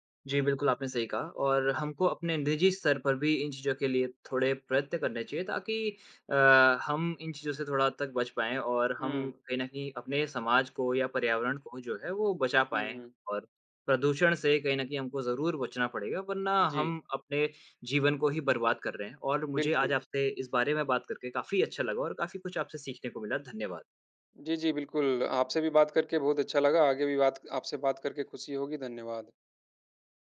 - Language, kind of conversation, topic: Hindi, unstructured, आजकल के पर्यावरण परिवर्तन के बारे में आपका क्या विचार है?
- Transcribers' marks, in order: none